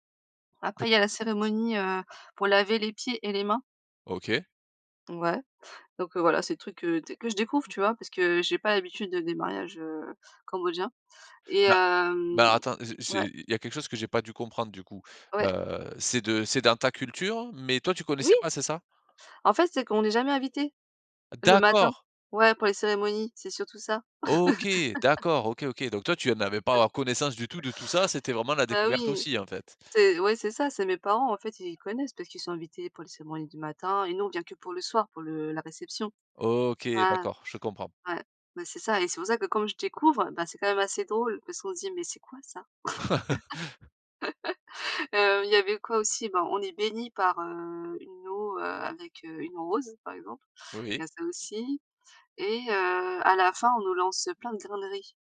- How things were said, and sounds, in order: other background noise; stressed: "D'accord"; stressed: "OK"; laugh; laugh; laugh
- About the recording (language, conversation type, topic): French, podcast, Parle-nous de ton mariage ou d’une cérémonie importante : qu’est-ce qui t’a le plus marqué ?